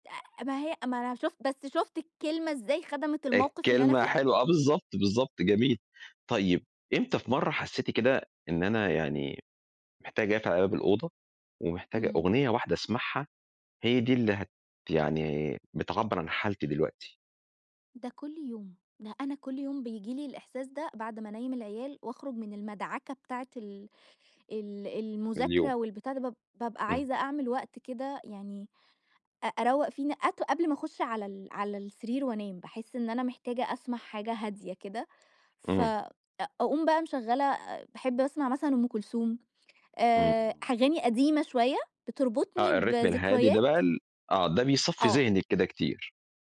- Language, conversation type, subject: Arabic, podcast, شو طريقتك المفضّلة علشان تكتشف أغاني جديدة؟
- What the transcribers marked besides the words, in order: in English: "الRhythm"